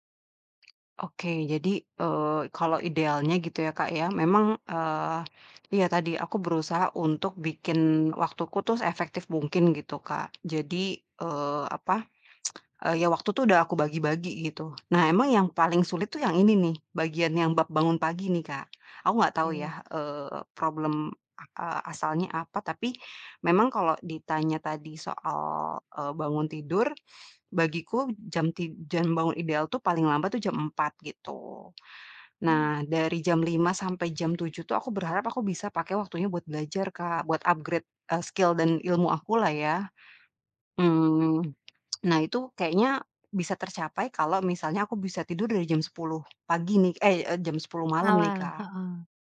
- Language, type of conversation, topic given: Indonesian, advice, Kenapa saya sulit bangun pagi secara konsisten agar hari saya lebih produktif?
- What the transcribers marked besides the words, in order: other background noise; tongue click; in English: "upgrade"; in English: "skill"